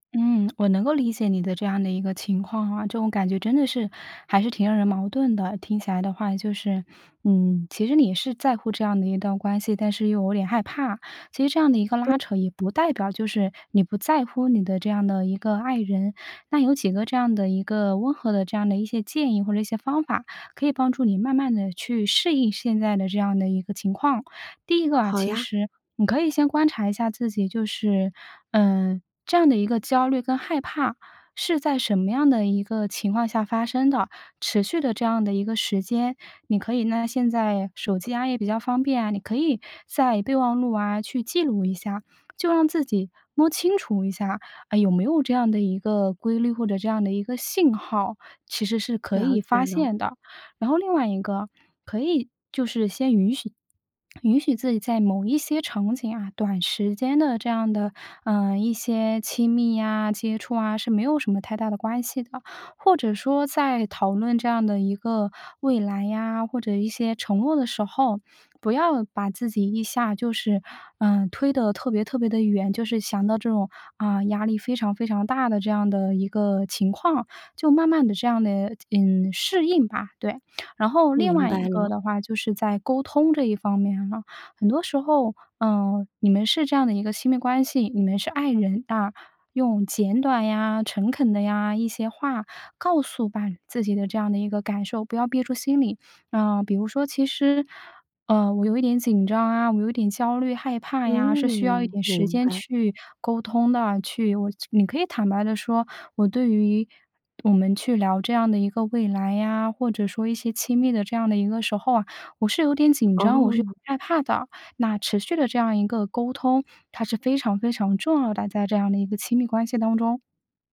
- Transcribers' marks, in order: other noise; swallow; other background noise
- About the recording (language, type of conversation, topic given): Chinese, advice, 为什么我总是反复逃避与伴侣的亲密或承诺？